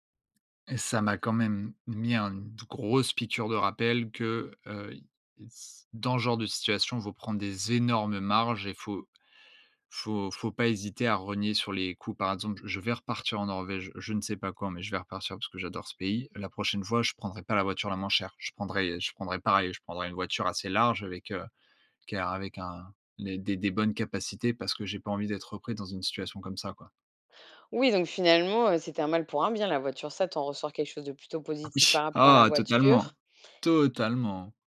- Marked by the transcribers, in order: laughing while speaking: "Ah oui !"; stressed: "Totalement"
- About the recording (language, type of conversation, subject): French, podcast, Quelle aventure imprévue t’est arrivée pendant un voyage ?